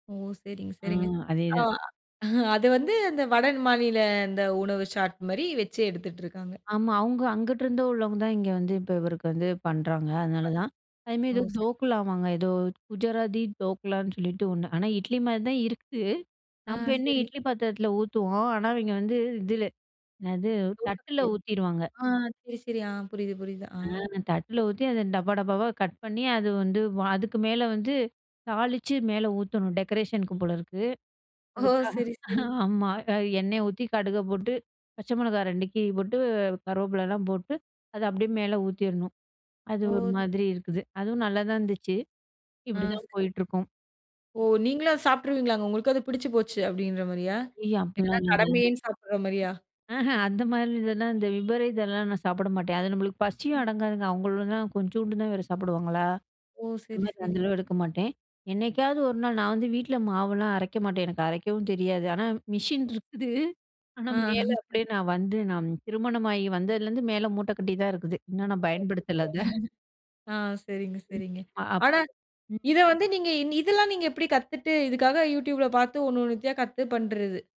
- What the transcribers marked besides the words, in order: other background noise; unintelligible speech; in English: "டெக்கரேஷனுக்கு"; chuckle; tapping; chuckle; snort; unintelligible speech
- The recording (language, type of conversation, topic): Tamil, podcast, காலை உணவுக்கு நீங்கள் பொதுவாக என்ன சாப்பிடுவீர்கள்?